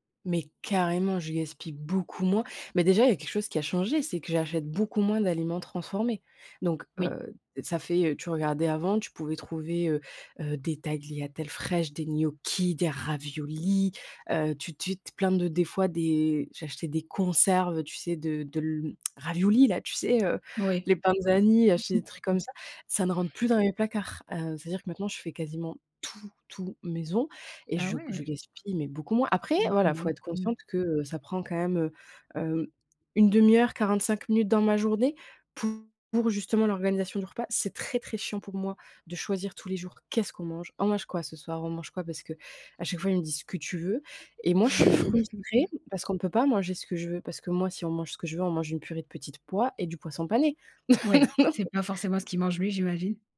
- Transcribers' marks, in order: stressed: "carrément"; stressed: "beaucoup"; stressed: "gnocchis"; stressed: "raviolis"; stressed: "conserves"; tongue click; other background noise; chuckle; stressed: "tout"; chuckle; laugh
- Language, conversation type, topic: French, podcast, Comment gères-tu le gaspillage alimentaire chez toi ?